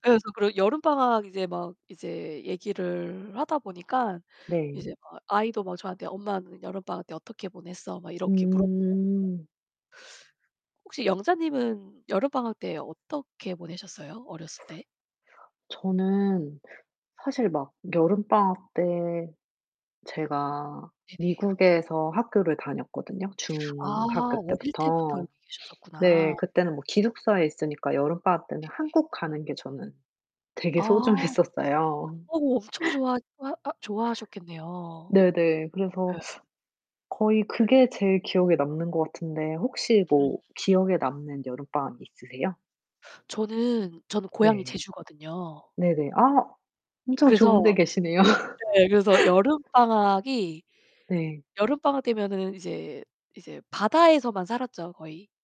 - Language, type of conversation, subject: Korean, unstructured, 어린 시절 여름 방학 중 가장 기억에 남는 이야기는 무엇인가요?
- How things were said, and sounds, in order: distorted speech; other background noise; drawn out: "중학교"; laugh